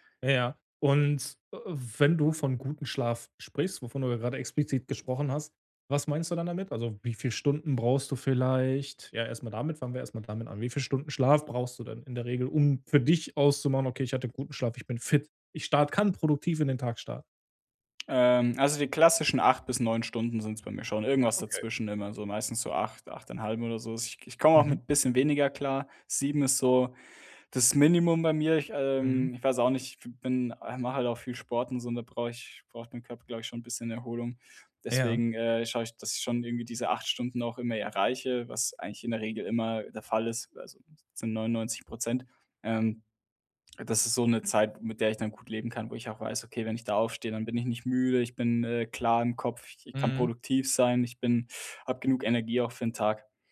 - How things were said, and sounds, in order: none
- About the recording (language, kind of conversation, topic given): German, podcast, Wie startest du zu Hause produktiv in den Tag?